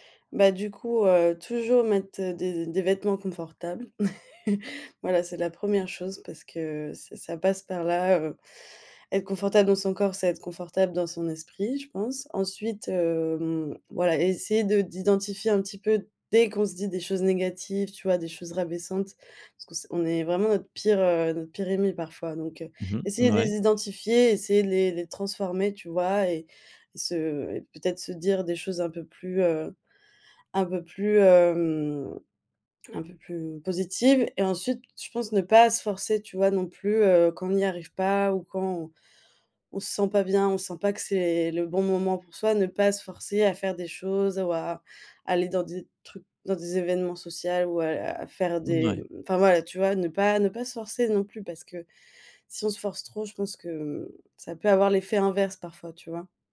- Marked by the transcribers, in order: laugh; drawn out: "hem"; drawn out: "hem"; stressed: "pas"
- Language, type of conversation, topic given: French, podcast, Comment construis-tu ta confiance en toi au quotidien ?